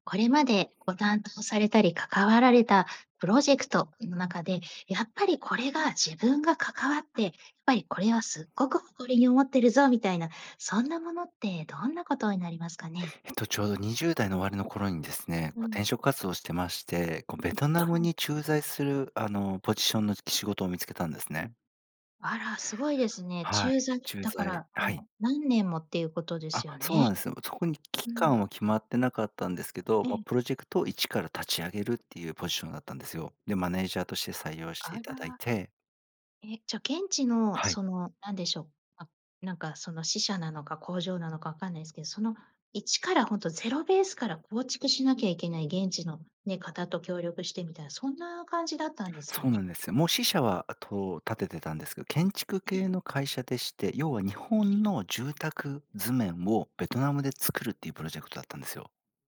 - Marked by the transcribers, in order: tapping
- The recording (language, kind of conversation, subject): Japanese, podcast, そのプロジェクトで一番誇りに思っていることは何ですか？